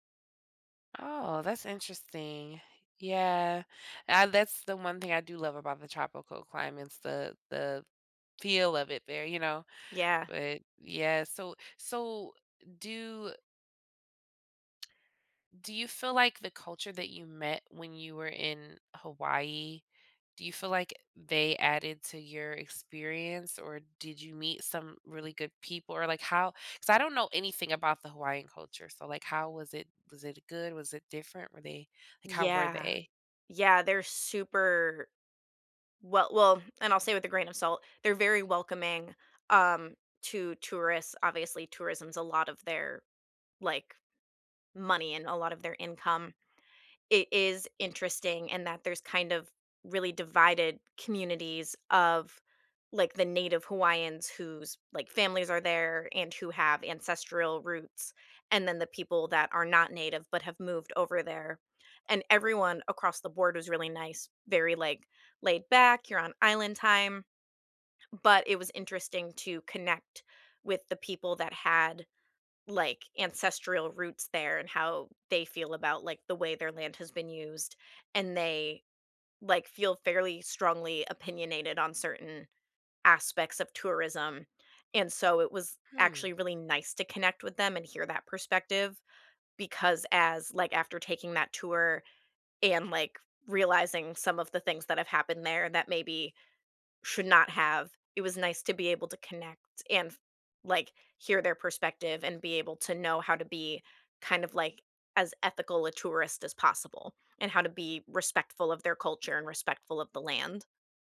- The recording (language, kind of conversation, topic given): English, unstructured, What is your favorite place you have ever traveled to?
- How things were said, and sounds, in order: tapping; background speech